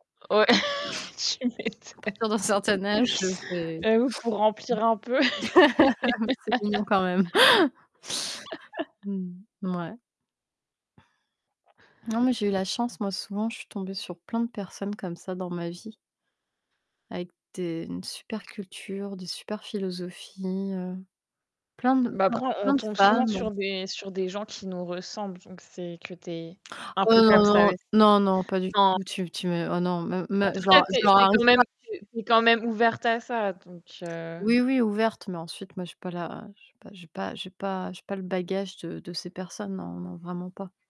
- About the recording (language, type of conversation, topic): French, unstructured, Quel livre ou quelle ressource vous inspire le plus dans votre développement personnel ?
- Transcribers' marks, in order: other background noise; tapping; distorted speech; laughing while speaking: "À partir d'un certain âge, heu"; laugh; laughing while speaking: "Tu m'étonnes !"; laugh; chuckle; laugh; static; unintelligible speech; unintelligible speech